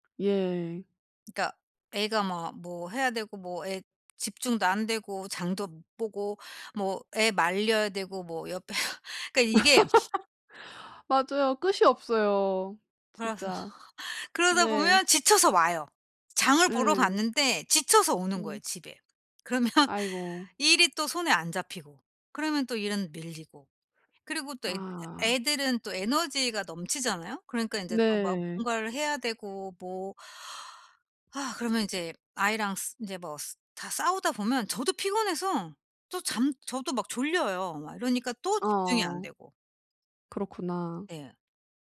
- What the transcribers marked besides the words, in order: other background noise; laughing while speaking: "옆에"; laugh; laughing while speaking: "그래서"; laughing while speaking: "그러면"; sigh
- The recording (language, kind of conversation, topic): Korean, advice, 깊은 집중에 들어가려면 어떻게 해야 하나요?